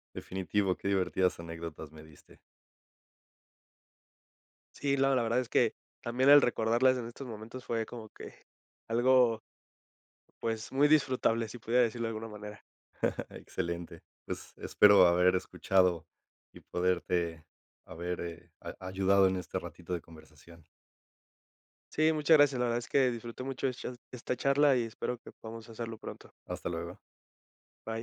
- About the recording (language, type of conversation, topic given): Spanish, podcast, ¿Qué música te marcó cuando eras niño?
- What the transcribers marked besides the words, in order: laugh